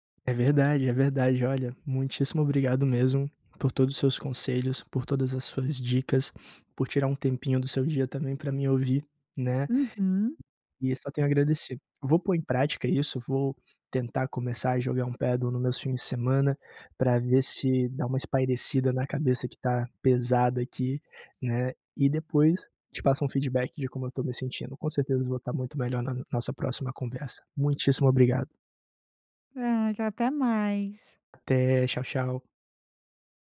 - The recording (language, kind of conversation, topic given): Portuguese, advice, Como posso começar um novo hobby sem ficar desmotivado?
- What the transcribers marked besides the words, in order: tapping